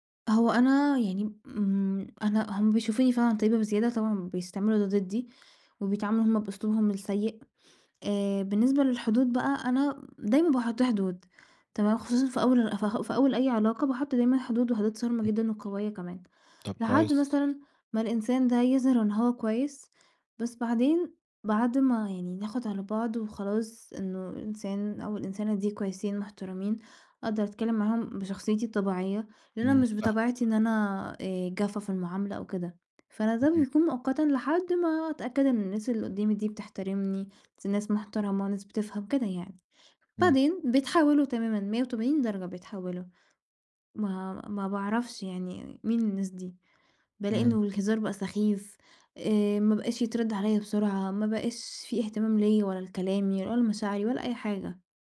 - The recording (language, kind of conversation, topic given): Arabic, advice, ليه بتلاقيني بتورّط في علاقات مؤذية كتير رغم إني عايز أبطل؟
- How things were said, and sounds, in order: tapping